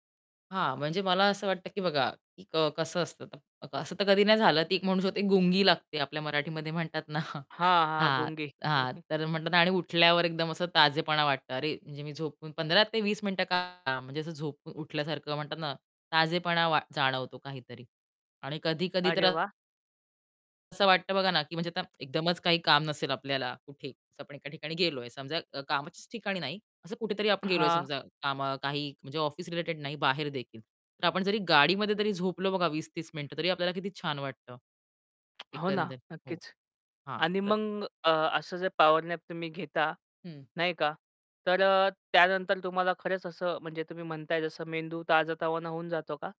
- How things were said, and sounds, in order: static; laughing while speaking: "ना"; chuckle; distorted speech; tapping; unintelligible speech; in English: "नॅप"
- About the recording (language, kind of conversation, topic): Marathi, podcast, लहानशी डुलकी घेतल्यावर तुमचा अनुभव कसा असतो?
- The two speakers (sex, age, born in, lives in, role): female, 30-34, India, India, guest; male, 25-29, India, India, host